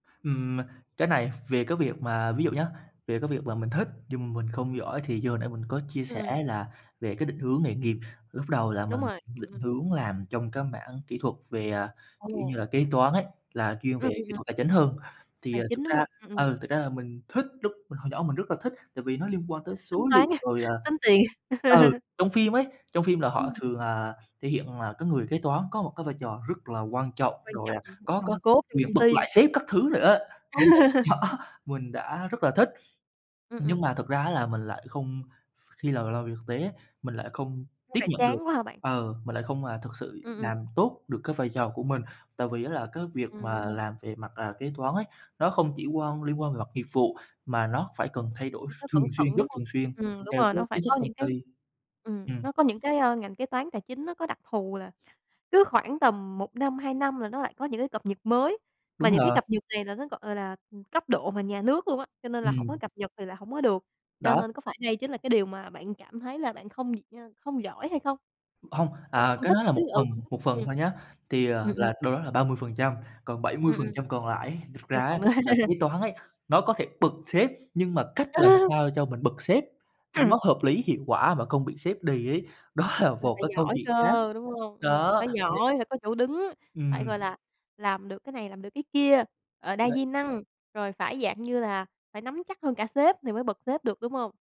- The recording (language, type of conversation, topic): Vietnamese, podcast, Bạn làm thế nào để biết mình thích gì và giỏi gì?
- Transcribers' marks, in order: tapping; chuckle; other background noise; laugh; laughing while speaking: "đó"; unintelligible speech; laughing while speaking: "nữa"; chuckle; laugh; throat clearing; laughing while speaking: "đó"